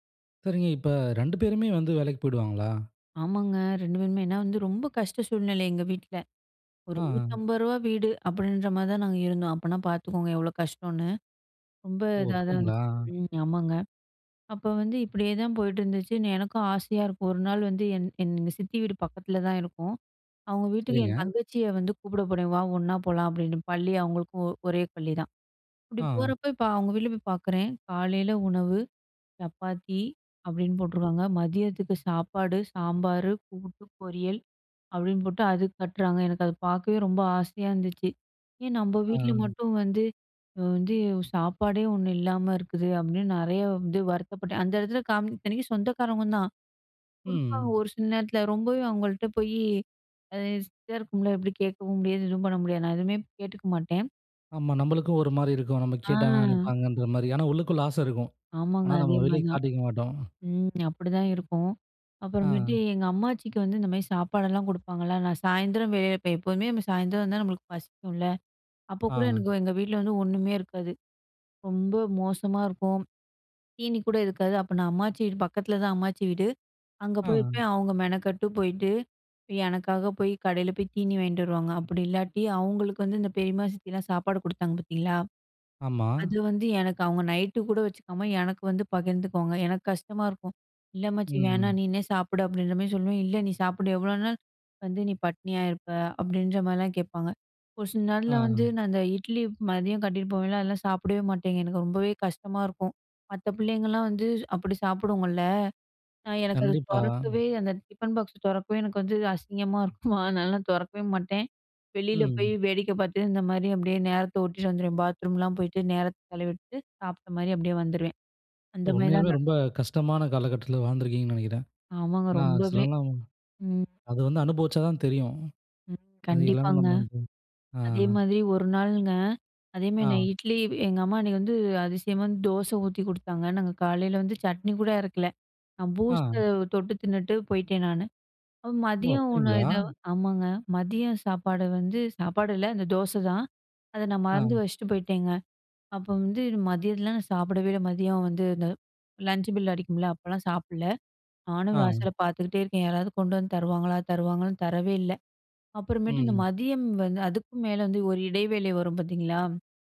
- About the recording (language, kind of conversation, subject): Tamil, podcast, சிறு வயதில் கற்றுக்கொண்டது இன்றும் உங்களுக்கு பயனாக இருக்கிறதா?
- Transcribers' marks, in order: sad: "ரெண்டு பேருமே. ஏன்னா வந்து ரொம்ப … எதுவுமே கேட்டுக்க மாட்டேன்"; tapping; drawn out: "ஆ"; sad: "ஆமாங்க. அதே மாரிதான். ம். அப்படிதான் … மாதிரி தான் ந"; chuckle; other noise; sad: "கண்டிப்பாங்க. அதே மாரி ஒரு நாளுங்க … இடைவேளை வரும் பார்த்தீங்களா?"; in English: "லஞ்ச் பெல்"; anticipating: "நானும் வாசலை பார்த்துக்கிட்டே இருக்கேன், யாராவது கொண்டு வந்து தருவாங்களா தருவாங்களான்னு. தரவே இல்ல!"